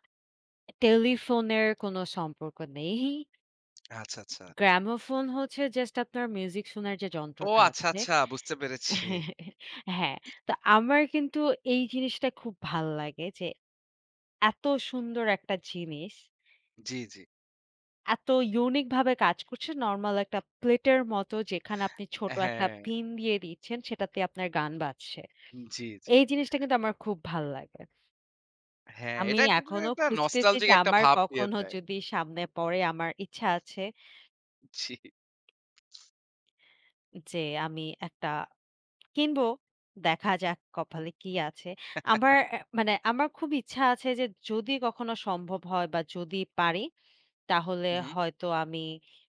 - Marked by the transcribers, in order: scoff; chuckle; in English: "unique"; unintelligible speech; laughing while speaking: "জি"; chuckle
- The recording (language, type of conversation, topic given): Bengali, unstructured, প্রযুক্তি আমাদের দৈনন্দিন জীবনে কীভাবে পরিবর্তন এনেছে?